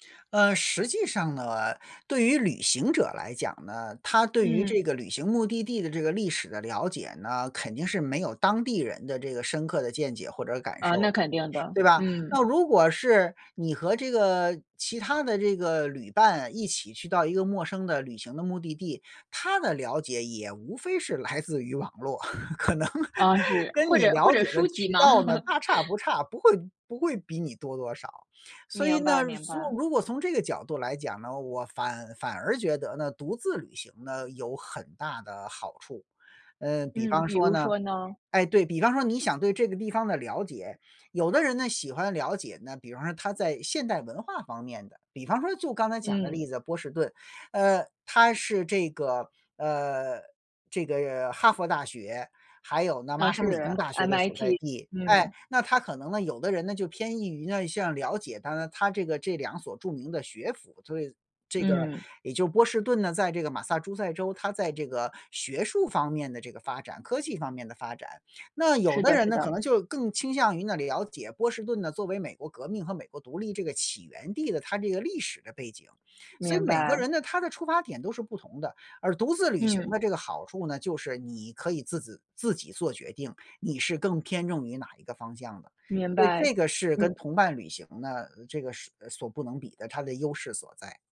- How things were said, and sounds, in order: laugh; laughing while speaking: "可能"; laugh; laugh
- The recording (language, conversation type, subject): Chinese, podcast, 你最喜欢的独自旅行目的地是哪里？为什么？